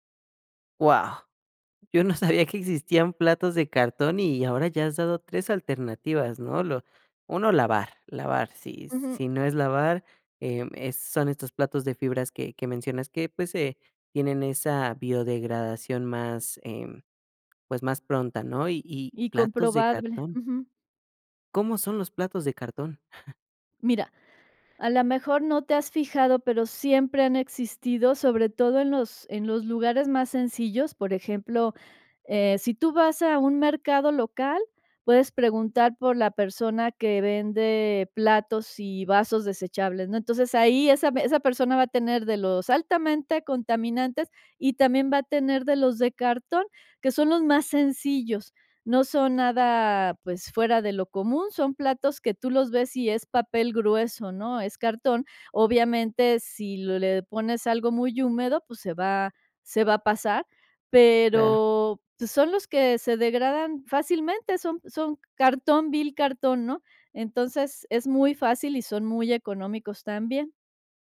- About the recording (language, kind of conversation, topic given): Spanish, podcast, ¿Realmente funciona el reciclaje?
- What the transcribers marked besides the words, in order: laughing while speaking: "no sabía"; chuckle